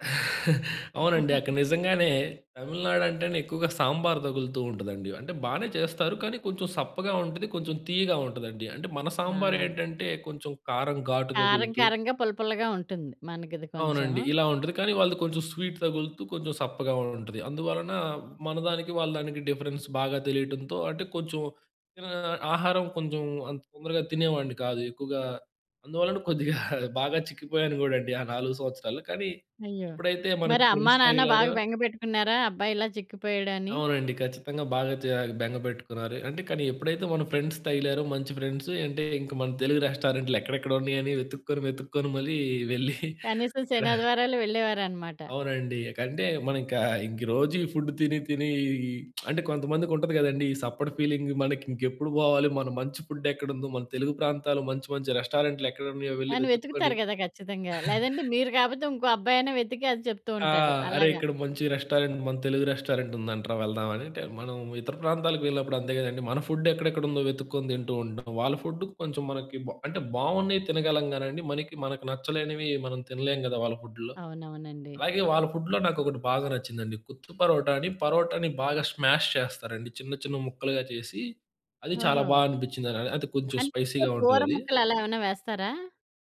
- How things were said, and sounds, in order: chuckle; in English: "స్వీట్"; in English: "డిఫరెన్స్"; in English: "ఫ్రెండ్స్"; in English: "ఫ్రెండ్స్"; in English: "ఫుడ్"; lip smack; tapping; chuckle; in English: "రెస్టారెంట్"; in English: "రెస్టారెంట్"; other background noise; in English: "స్మాష్"; in English: "స్పైసీగా"
- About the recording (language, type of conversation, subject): Telugu, podcast, వేరొక నగరానికి వెళ్లి అక్కడ స్థిరపడినప్పుడు మీకు ఎలా అనిపించింది?